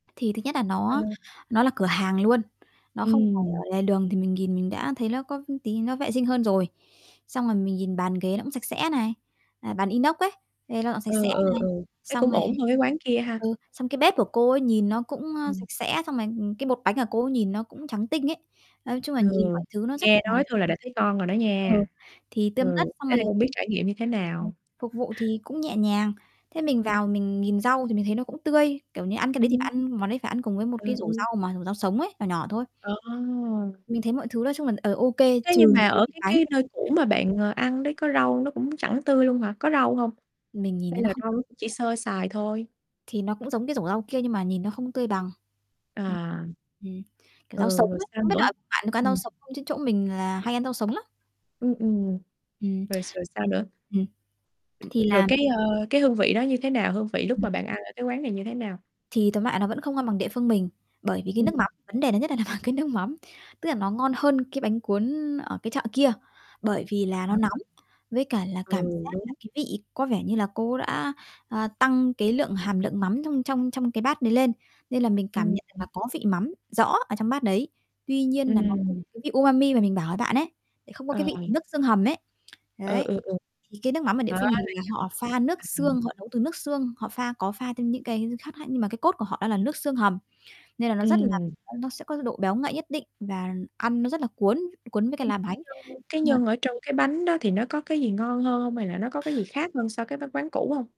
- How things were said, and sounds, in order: tapping; distorted speech; other background noise; static; "nhìn" said as "ghìn"; laughing while speaking: "nằm ở"; unintelligible speech; unintelligible speech; unintelligible speech
- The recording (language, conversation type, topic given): Vietnamese, podcast, Bạn có thể kể về một món ăn khi đi du lịch mà bạn không thể nào quên được không?